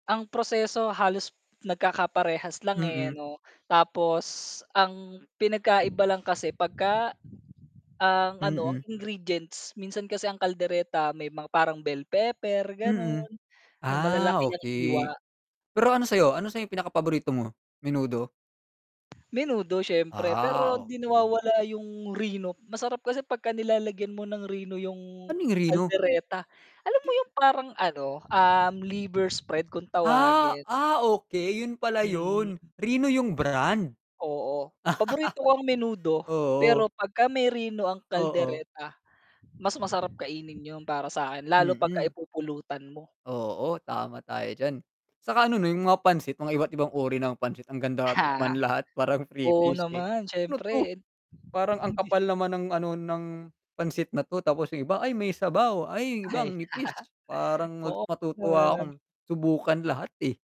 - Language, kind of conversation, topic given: Filipino, unstructured, Ano ang kasiyahang hatid ng pagdiriwang ng pista sa inyong lugar?
- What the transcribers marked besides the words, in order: static; other background noise; wind; chuckle; mechanical hum; chuckle; chuckle; chuckle; distorted speech